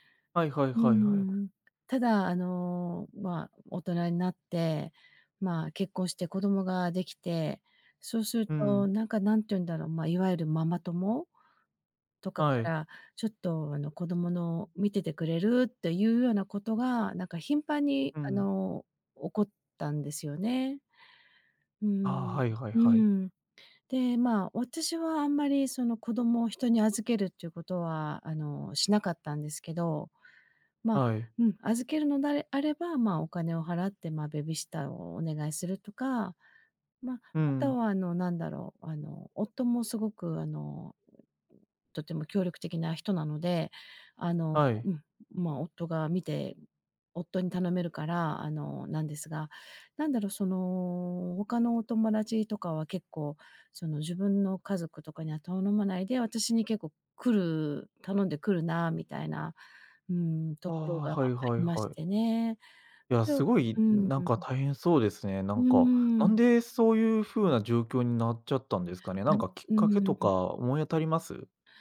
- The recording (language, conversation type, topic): Japanese, advice, 友達から過度に頼られて疲れているとき、どうすれば上手に距離を取れますか？
- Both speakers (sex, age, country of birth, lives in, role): female, 50-54, Japan, United States, user; male, 25-29, Japan, Germany, advisor
- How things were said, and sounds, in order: other background noise